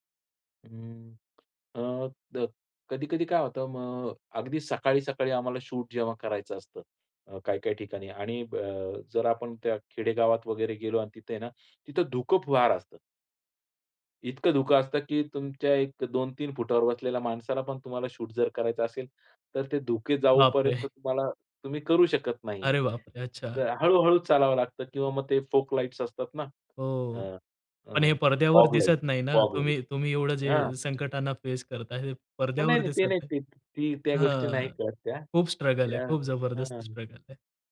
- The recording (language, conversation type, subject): Marathi, podcast, तुमची सर्जनशील प्रक्रिया साध्या शब्दांत सांगाल का?
- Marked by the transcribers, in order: in English: "शूट"; in English: "शूट"; laughing while speaking: "बापरे!"; in English: "फॉग लाईट्स"; "फोक" said as "फॉग"; in English: "फॉग लाइट, फॉग लाईट"; in English: "फेस"; anticipating: "नाही, नाही, ते नाही"; drawn out: "हां"; in English: "स्ट्रगल"; in English: "स्ट्रगल"